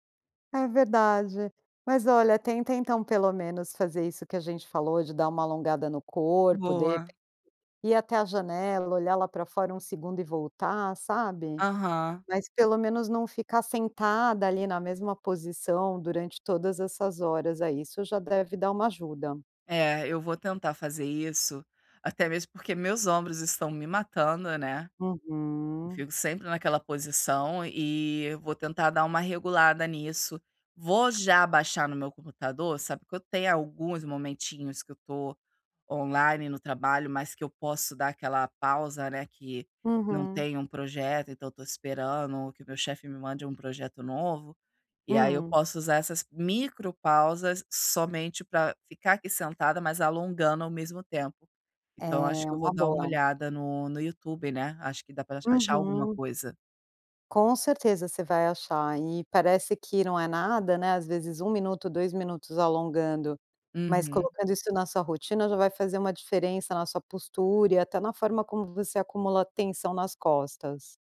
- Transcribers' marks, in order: none
- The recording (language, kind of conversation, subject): Portuguese, advice, Como posso equilibrar o trabalho com pausas programadas sem perder o foco e a produtividade?